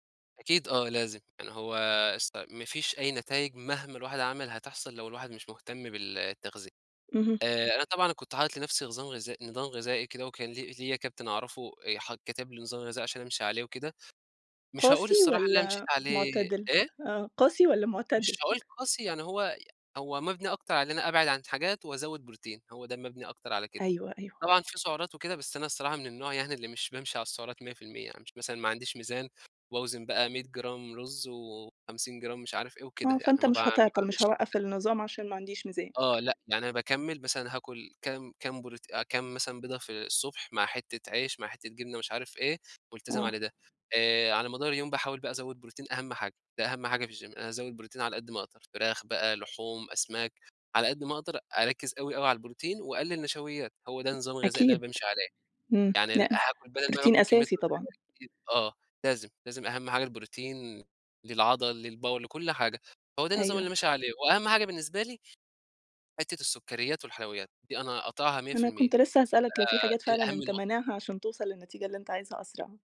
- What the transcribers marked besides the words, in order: "نظام" said as "غظام"; tapping; in English: "الGym"; unintelligible speech; in English: "للباور"
- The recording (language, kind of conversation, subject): Arabic, podcast, إيه هي عادة بسيطة غيّرت يومك للأحسن؟
- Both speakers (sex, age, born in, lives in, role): female, 30-34, United States, Egypt, host; male, 20-24, Egypt, Egypt, guest